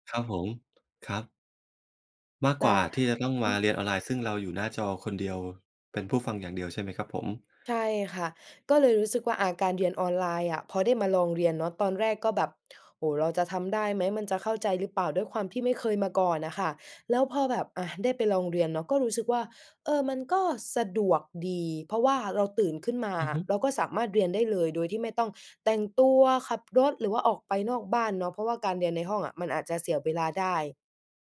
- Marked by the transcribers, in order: none
- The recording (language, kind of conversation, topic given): Thai, podcast, เรียนออนไลน์กับเรียนในห้องเรียนต่างกันอย่างไรสำหรับคุณ?